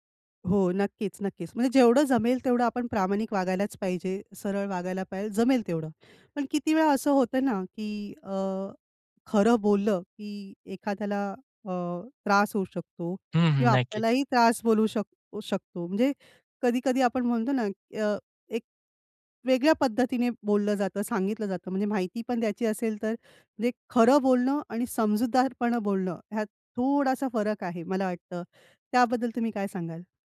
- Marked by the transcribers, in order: tapping
- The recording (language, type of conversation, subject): Marathi, podcast, कामाच्या ठिकाणी नेहमी खरं बोलावं का, की काही प्रसंगी टाळावं?